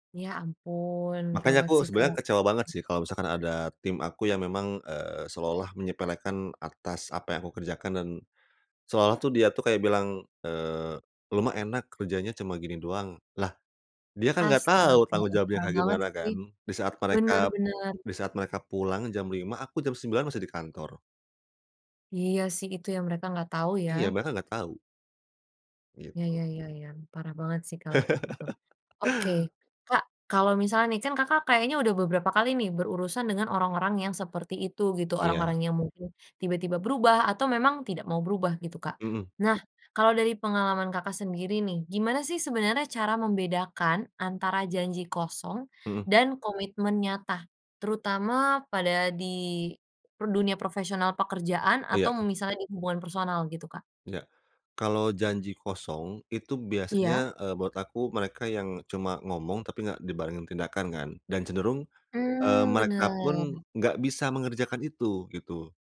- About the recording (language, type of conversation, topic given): Indonesian, podcast, Bagaimana cara membangun kepercayaan lewat tindakan, bukan cuma kata-kata?
- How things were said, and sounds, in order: other background noise; laugh